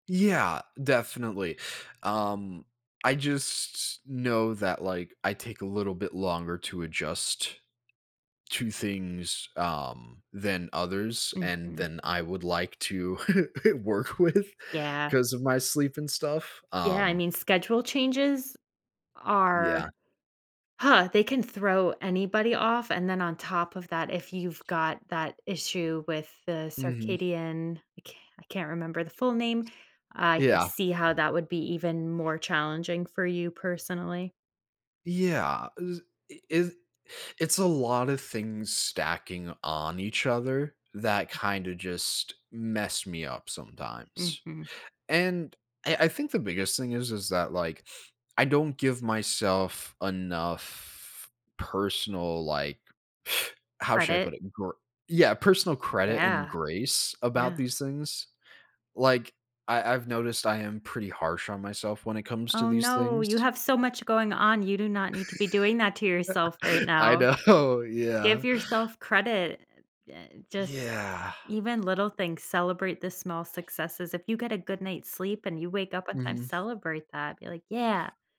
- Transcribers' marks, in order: tapping; chuckle; laughing while speaking: "work with"; other background noise; drawn out: "enough"; laugh; laughing while speaking: "know"; drawn out: "Yeah"
- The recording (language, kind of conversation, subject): English, advice, How can I cope with feeling restless after a major life change?